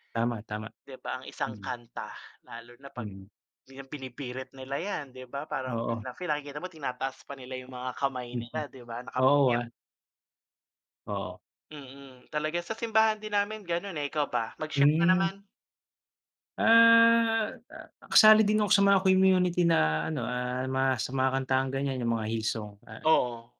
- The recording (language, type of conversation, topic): Filipino, unstructured, Ano ang paborito mong kanta, at bakit mo ito gusto?
- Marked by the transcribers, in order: other noise; tapping